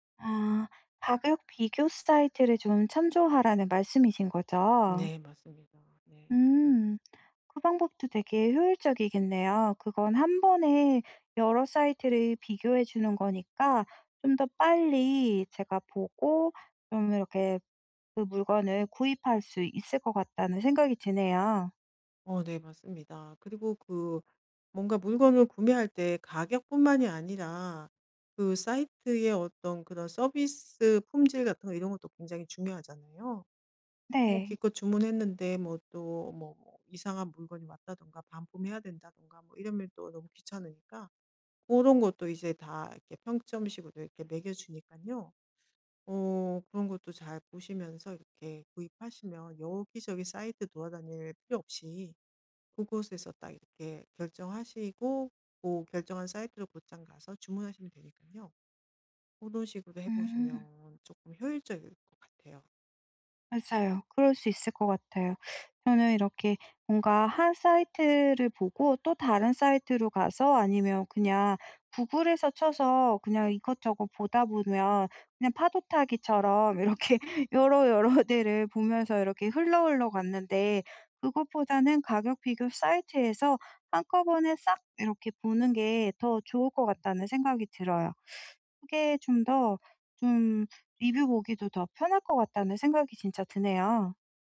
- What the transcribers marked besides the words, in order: laughing while speaking: "이렇게"; laughing while speaking: "여러"
- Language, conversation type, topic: Korean, advice, 쇼핑 스트레스를 줄이면서 효율적으로 물건을 사려면 어떻게 해야 하나요?
- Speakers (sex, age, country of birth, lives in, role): female, 40-44, South Korea, France, user; female, 50-54, South Korea, Germany, advisor